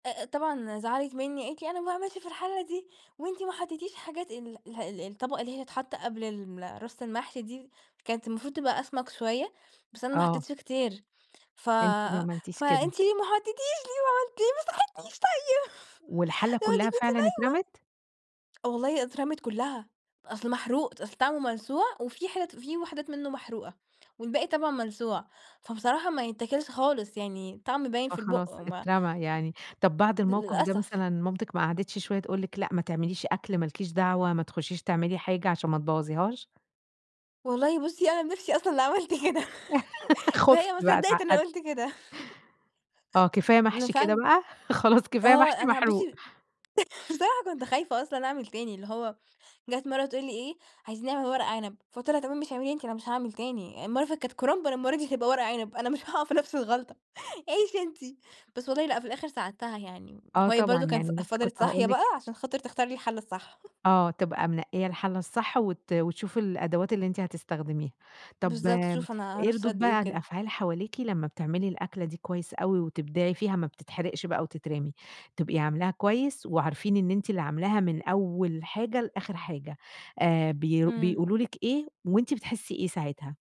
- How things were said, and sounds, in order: put-on voice: "أنا ما باعملش في الحلّة دي، وأنتِ ما حطيتيش حاجات"; put-on voice: "ف فأنت ليه ما حطيتيش، ليه ما عملمتي ليه ما صحيتينيش طيب؟"; laughing while speaking: "ما حطيتيش، ليه ما عملمتي … أنتِ كنتِ نايمة"; tapping; laughing while speaking: "أصلًا اللي عملت كده، وهي ما صدقت إن قلت كده"; laughing while speaking: "خفتِ بقى، اتعقدتِ. آه كفاية محشي كده بقى، خلاص كفاية محشي محروق"; unintelligible speech; laughing while speaking: "بصراحة كنت خايفة أصلًا أعمل تاني"; laughing while speaking: "عيشي أنتِ"; chuckle
- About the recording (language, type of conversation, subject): Arabic, podcast, إيه الأكلة اللي بتجمع كل العيلة حوالين الطبق؟